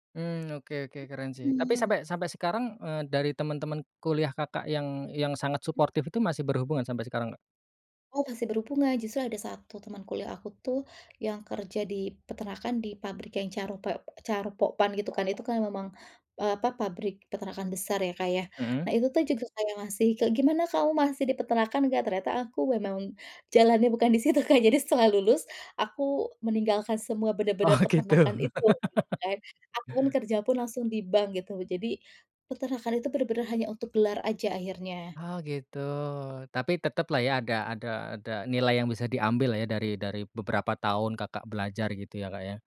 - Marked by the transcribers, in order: other background noise; laughing while speaking: "di situ"; laughing while speaking: "Oh, gitu"; chuckle; tapping
- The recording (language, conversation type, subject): Indonesian, podcast, Pernahkah kamu mengalami momen kegagalan yang justru membuka peluang baru?